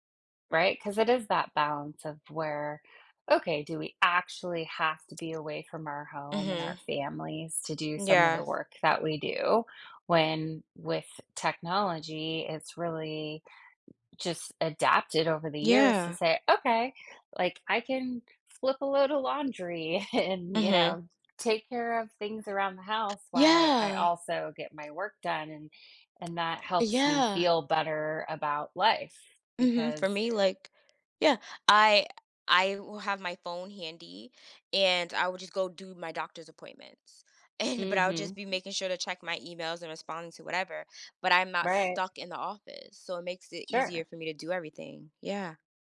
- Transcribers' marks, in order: stressed: "actually"; other background noise; laughing while speaking: "and, you know"; laughing while speaking: "and"
- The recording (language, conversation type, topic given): English, unstructured, How has technology changed the way you work?